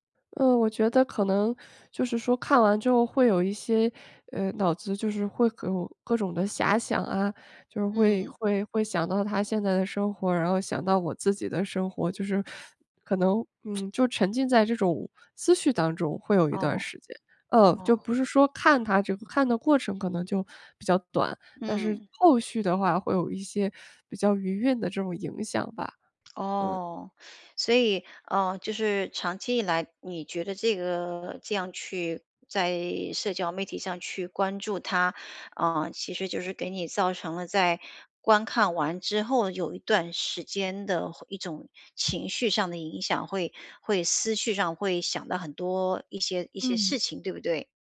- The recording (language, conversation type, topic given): Chinese, advice, 我为什么总是忍不住去看前任的社交媒体动态？
- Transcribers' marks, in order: teeth sucking; tapping